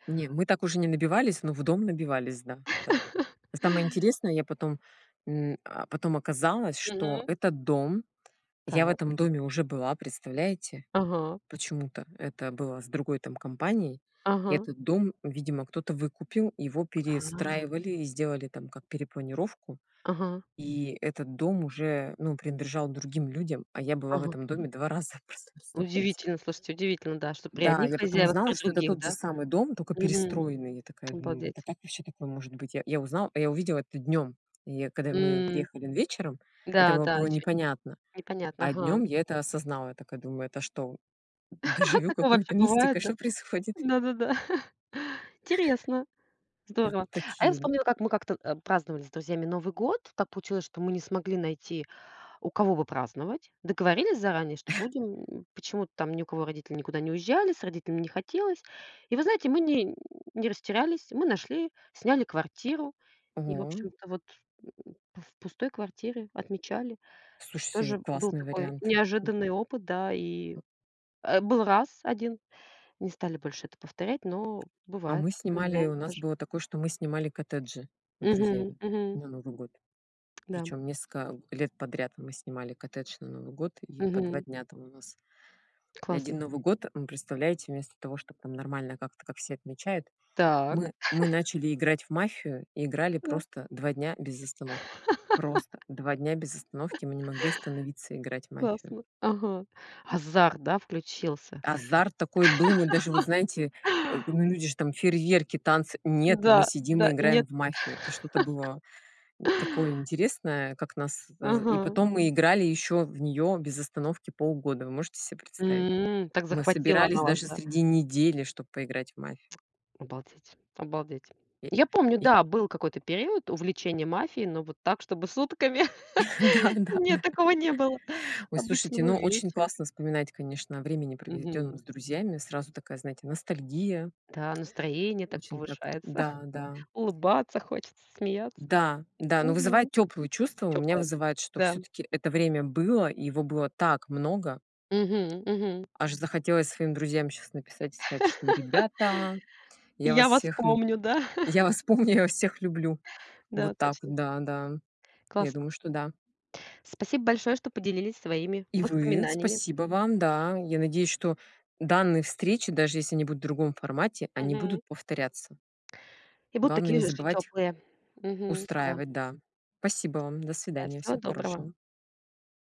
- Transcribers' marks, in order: chuckle; tapping; laughing while speaking: "просто представляете"; lip smack; chuckle; chuckle; chuckle; chuckle; laugh; chuckle; laugh; laugh; lip smack; laughing while speaking: "Да, да, да"; chuckle; chuckle; laugh; laughing while speaking: "помню"; other noise
- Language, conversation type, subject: Russian, unstructured, Какие общие воспоминания с друзьями тебе запомнились больше всего?